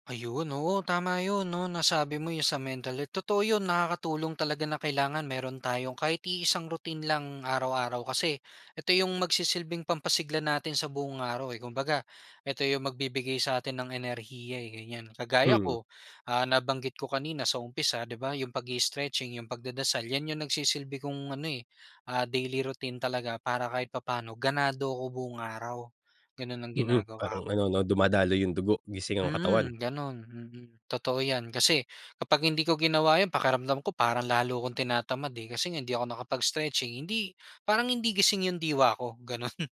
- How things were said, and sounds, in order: laughing while speaking: "gano'n"
- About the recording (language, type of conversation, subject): Filipino, podcast, Paano mo sinisimulan ang umaga sa bahay, at ano ang una mong ginagawa pagkapagising mo?